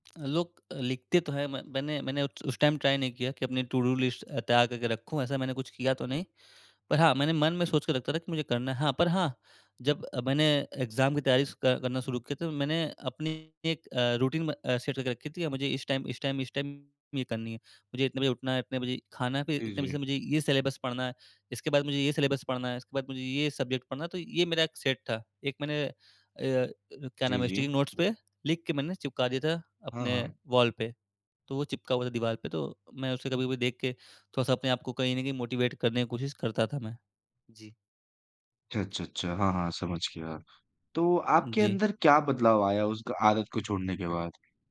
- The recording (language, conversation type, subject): Hindi, podcast, आपने कोई बुरी आदत कैसे छोड़ी, अपना अनुभव साझा करेंगे?
- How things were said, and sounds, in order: in English: "टाइम ट्राई"; in English: "टू-डू लिस्ट"; in English: "एग्ज़ाम"; in English: "रूटीन"; in English: "सेट"; in English: "टाइम"; in English: "टाइम"; in English: "टाइम"; in English: "सिलेबस"; in English: "सिलेबस"; in English: "सब्जेक्ट"; in English: "सेट"; in English: "स्टिकिंग नोट्स"; in English: "वॉल"; in English: "मोटिवेट"